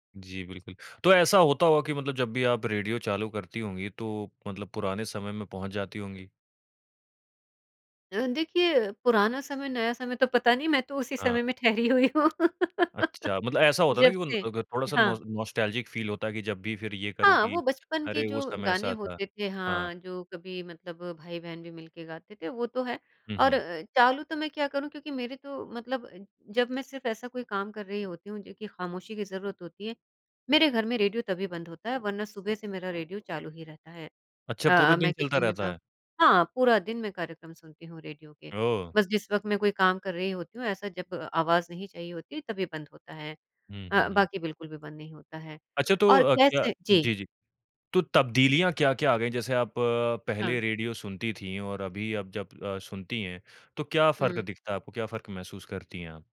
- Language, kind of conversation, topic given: Hindi, podcast, क्या कोई ऐसी रुचि है जिसने आपकी ज़िंदगी बदल दी हो?
- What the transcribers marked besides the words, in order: laughing while speaking: "हूँ"; laugh; in English: "नॉस नॉस्टेल्जिक फ़ील"; in English: "किचन"